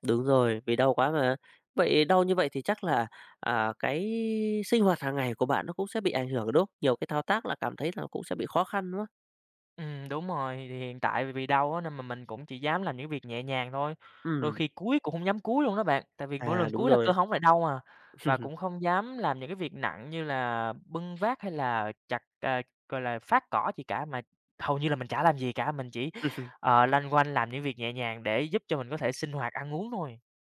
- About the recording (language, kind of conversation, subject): Vietnamese, advice, Vì sao tôi không hồi phục sau những buổi tập nặng và tôi nên làm gì?
- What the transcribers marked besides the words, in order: tapping; laugh; other background noise; laugh